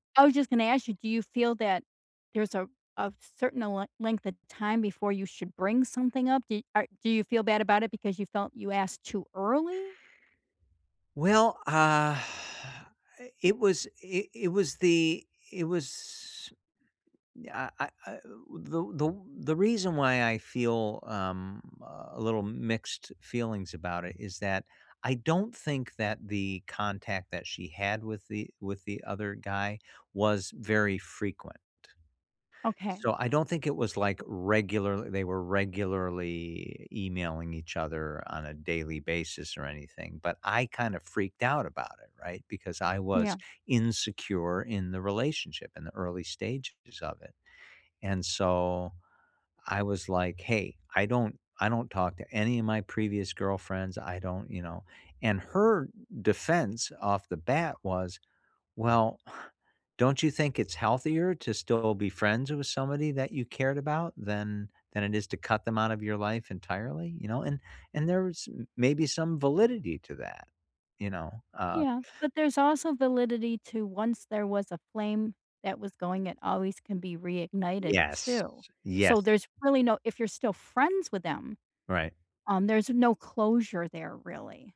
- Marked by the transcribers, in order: scoff; other background noise
- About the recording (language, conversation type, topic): English, unstructured, Is it okay to date someone who still talks to their ex?
- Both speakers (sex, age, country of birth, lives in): female, 60-64, United States, United States; male, 55-59, United States, United States